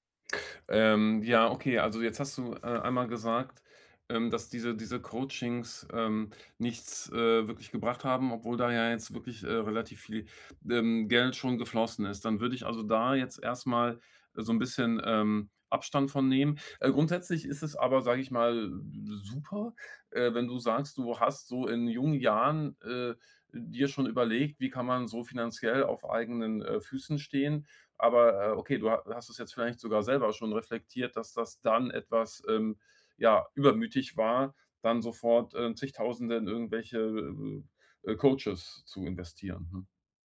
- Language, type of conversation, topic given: German, advice, Wie kann ich mein Geld besser planen und bewusster ausgeben?
- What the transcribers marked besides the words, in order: none